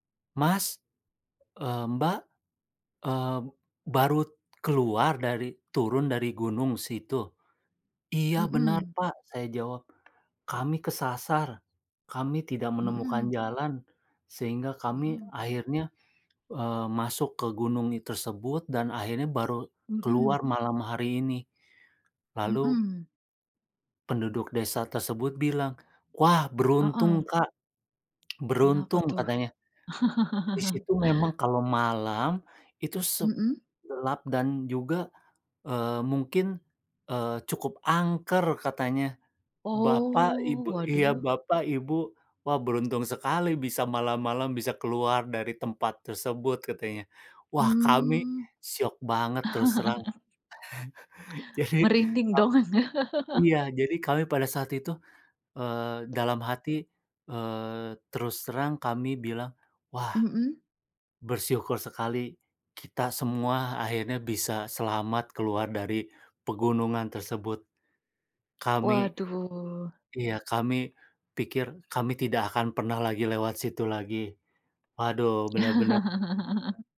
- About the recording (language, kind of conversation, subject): Indonesian, unstructured, Apa destinasi liburan favoritmu, dan mengapa kamu menyukainya?
- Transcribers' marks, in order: tapping; lip smack; laugh; laugh; chuckle; laughing while speaking: "Jadi ka"; laughing while speaking: "Anda?"; laugh; other background noise; laugh